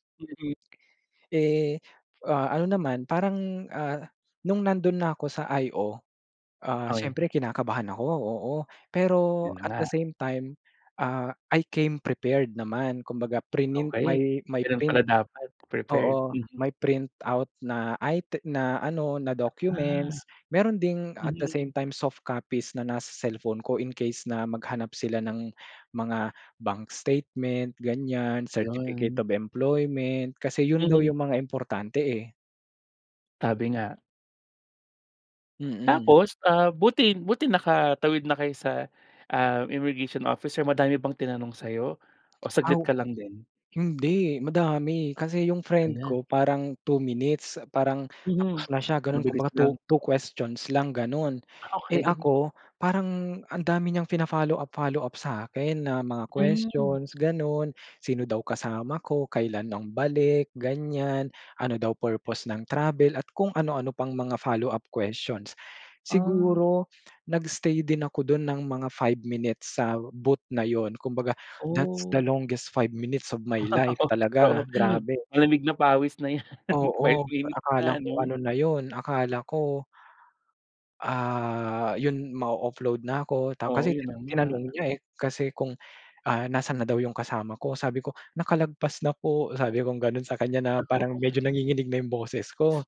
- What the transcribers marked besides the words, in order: tapping; laughing while speaking: "Okey"; in English: "that's the longest five minutes of my life"; laughing while speaking: "Oo, totoo"; laughing while speaking: "yan"; laughing while speaking: "Okey"
- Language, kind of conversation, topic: Filipino, podcast, Maaari mo bang ikuwento ang paborito mong karanasan sa paglalakbay?